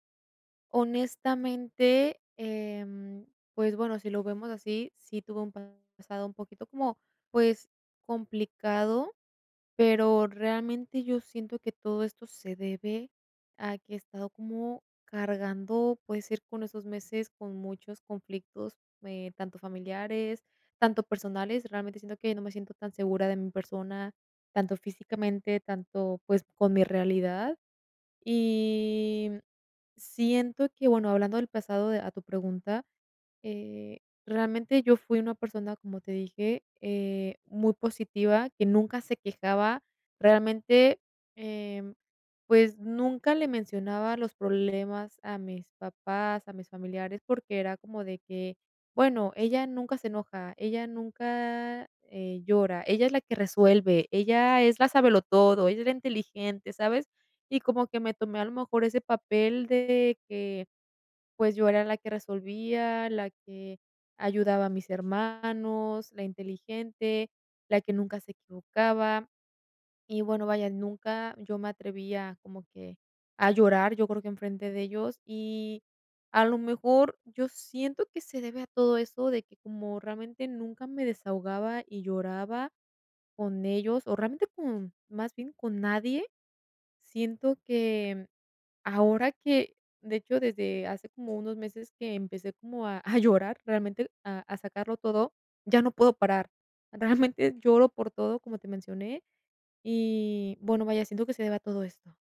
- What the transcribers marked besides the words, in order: laughing while speaking: "a llorar"
- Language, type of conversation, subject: Spanish, advice, ¿Cómo puedo manejar reacciones emocionales intensas en mi día a día?